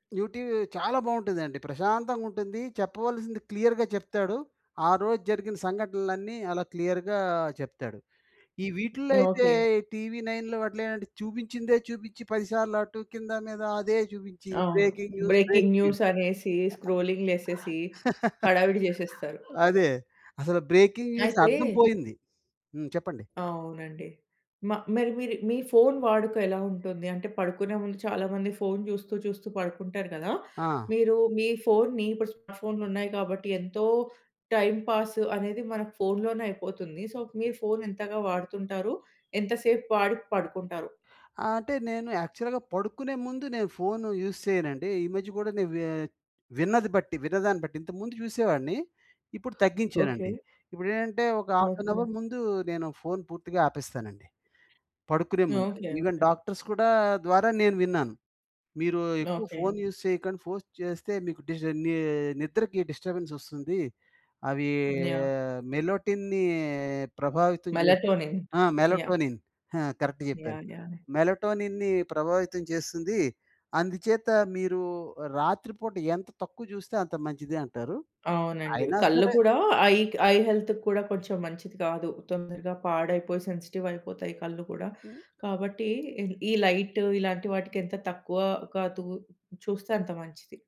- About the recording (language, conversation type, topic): Telugu, podcast, రోజూ ఏ అలవాట్లు మానసిక ధైర్యాన్ని పెంచడంలో సహాయపడతాయి?
- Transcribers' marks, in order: in English: "క్లియర్‌గా"; in English: "క్లియర్‌గా"; in English: "టీవీ నైన్‌లో"; in English: "బ్రెకింగ్ న్యూస్"; in English: "బ్రేకింగ్ న్యూస్, బ్రేకింగ్ న్యూస్"; other noise; laugh; in English: "బ్రేకింగ్ న్యూస్"; in English: "స్మార్ట్ ఫోన్‌లు"; in English: "టైమ్ పాస్"; in English: "సో"; in English: "యాక్చువల్‌గా"; in English: "ఫోన్ యూజ్"; in English: "హాఫ్ ఏన్ అవర్"; in English: "ఈవెన్ డాక్టర్స్"; in English: "యూజ్"; in English: "ఫోర్స్"; in English: "డిస్ట్ర్బెన్స్"; in English: "మెలటొనిన్"; in English: "మెలొటిన్‌ని"; in English: "మెలటొనిన్"; in English: "కరెక్ట్"; in English: "మెలటొనిన్‌ని"; in English: "ఐ ఐ హెల్త్‌కి"; other background noise; in English: "సెన్సిటివ్"; in English: "లైట్"